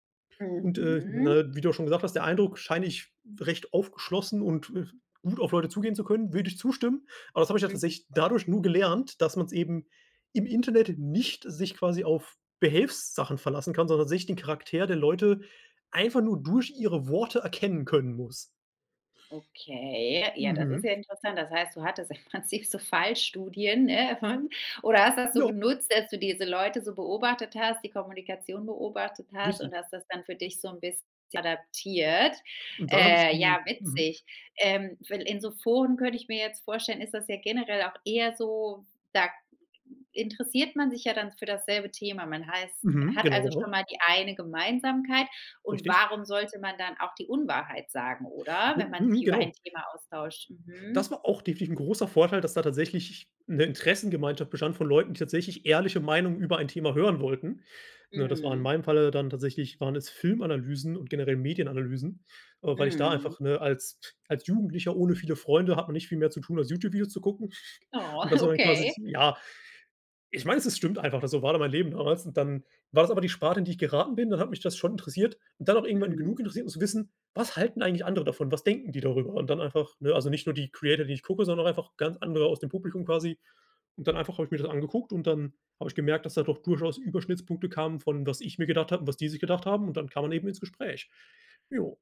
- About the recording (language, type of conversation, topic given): German, podcast, Was bedeutet Vertrauen, wenn man Menschen nur online kennt?
- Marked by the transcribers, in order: stressed: "nicht"; stressed: "durch"; laughing while speaking: "hattest im Prinzip"; unintelligible speech; other noise; chuckle; laughing while speaking: "okay"